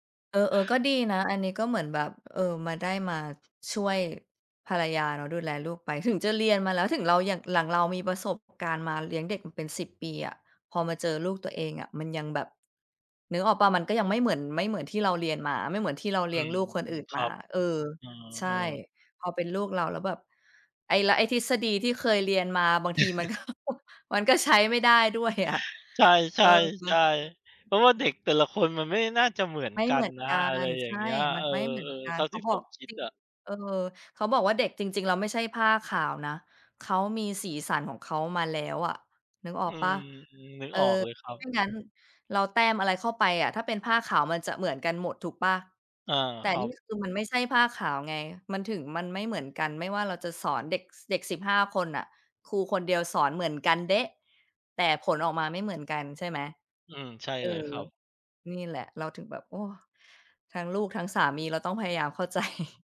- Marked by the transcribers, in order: chuckle; laughing while speaking: "มันก็"; other background noise; laughing while speaking: "เข้าใจ"
- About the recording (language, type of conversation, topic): Thai, unstructured, คุณคิดว่าอะไรทำให้ความรักยืนยาว?